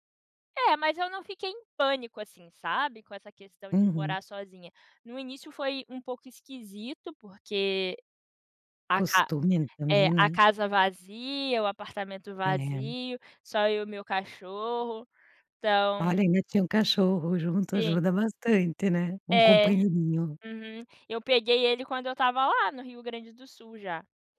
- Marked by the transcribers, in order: none
- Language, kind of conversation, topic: Portuguese, podcast, Que viagem te transformou completamente?